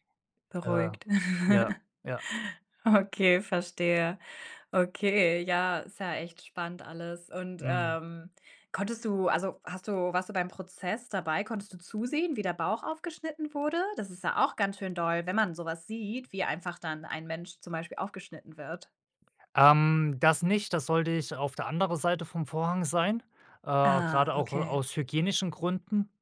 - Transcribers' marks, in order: other background noise; chuckle
- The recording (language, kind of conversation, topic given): German, podcast, Wie hast du die Geburt deines Kindes erlebt?